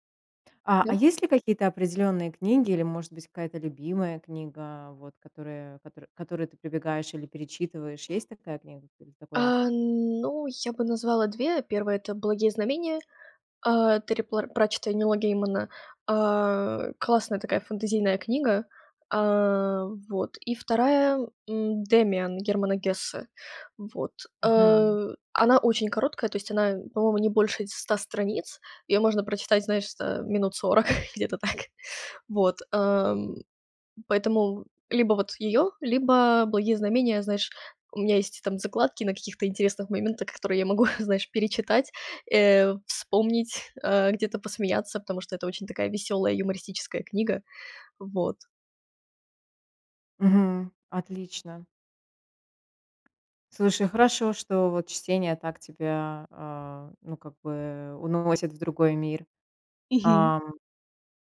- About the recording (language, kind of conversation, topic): Russian, podcast, Что в обычном дне приносит тебе маленькую радость?
- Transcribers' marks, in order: chuckle; tapping